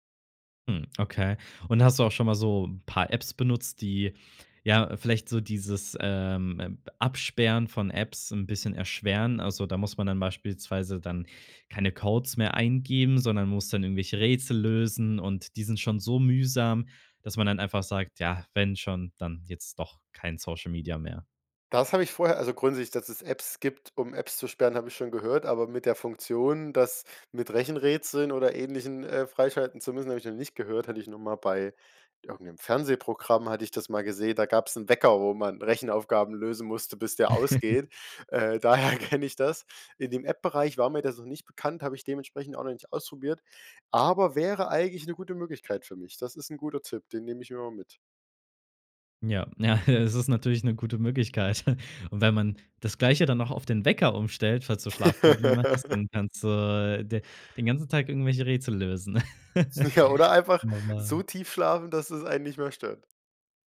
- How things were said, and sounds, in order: chuckle; laughing while speaking: "daher kenne"; laughing while speaking: "ja"; chuckle; laugh; laughing while speaking: "Ja"; laugh
- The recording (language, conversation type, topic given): German, podcast, Wie ziehst du persönlich Grenzen bei der Smartphone-Nutzung?